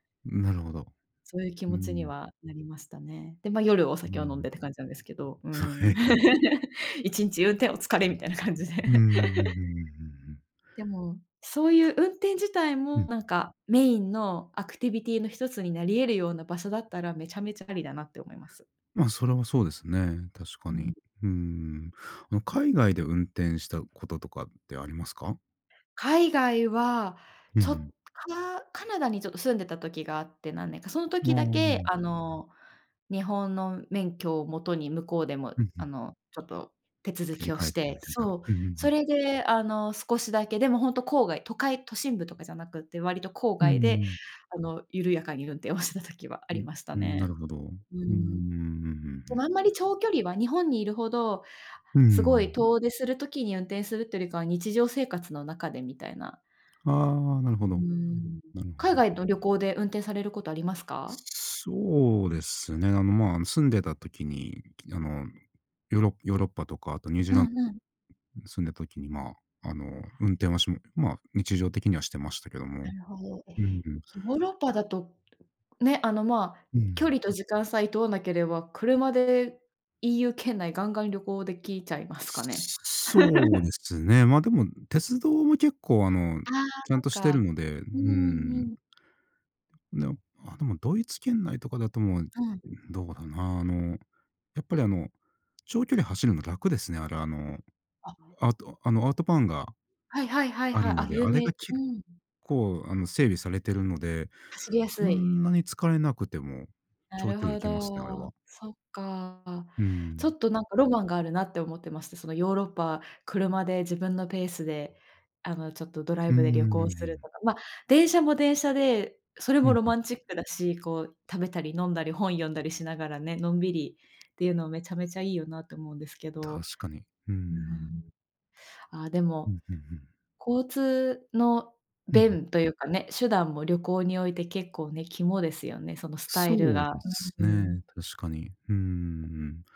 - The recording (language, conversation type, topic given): Japanese, unstructured, 旅行するとき、どんな場所に行きたいですか？
- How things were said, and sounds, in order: laughing while speaking: "はい"; laugh; laughing while speaking: "いちにち 運転お疲れ、みたいな感じで"; laugh; other background noise; chuckle; other noise; laugh